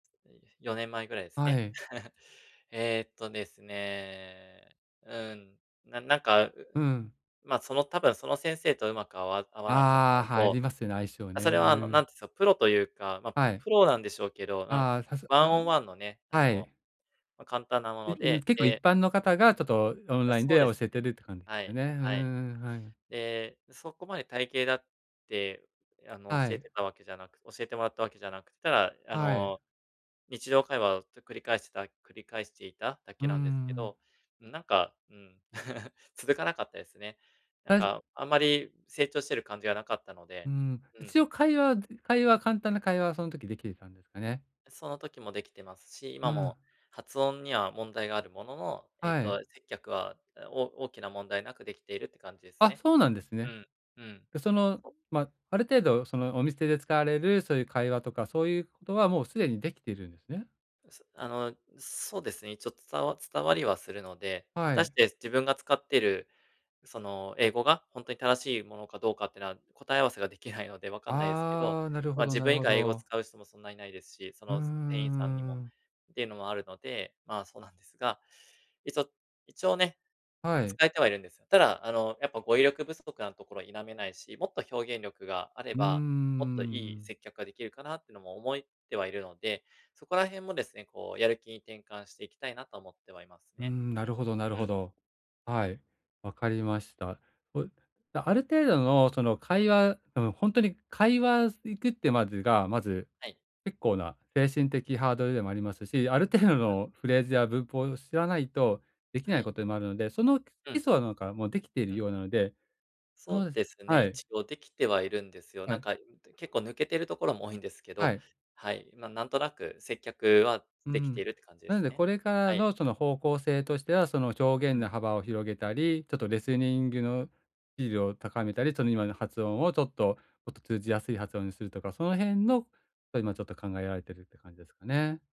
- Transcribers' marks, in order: chuckle; chuckle; other background noise; tapping
- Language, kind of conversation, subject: Japanese, advice, 勉強や仕事でやる気を長く保つにはどうすればよいですか？